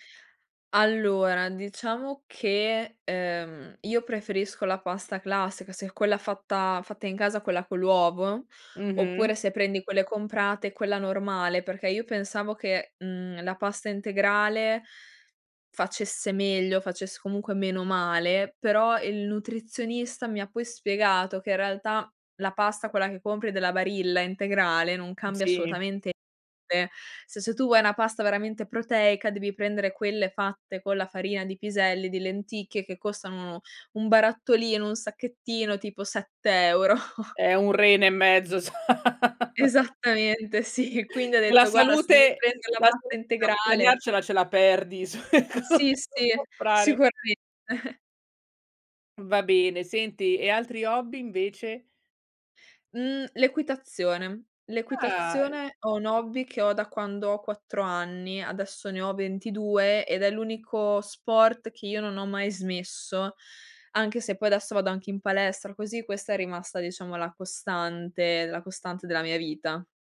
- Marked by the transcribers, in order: unintelligible speech; "cioè" said as "ceh"; chuckle; laugh; laughing while speaking: "sì"; unintelligible speech; unintelligible speech; laugh; chuckle
- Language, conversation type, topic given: Italian, podcast, Come trovi l’equilibrio tra lavoro e hobby creativi?